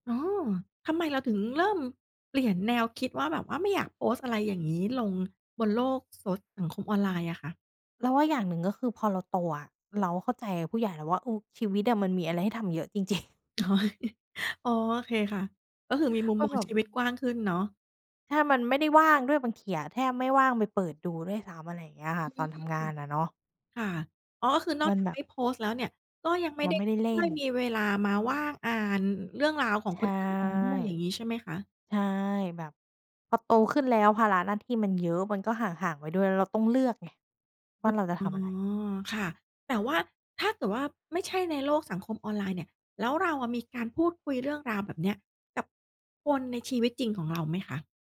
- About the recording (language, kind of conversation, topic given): Thai, podcast, สังคมออนไลน์เปลี่ยนความหมายของความสำเร็จอย่างไรบ้าง?
- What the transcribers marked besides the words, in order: tapping; laughing while speaking: "อ๋อ"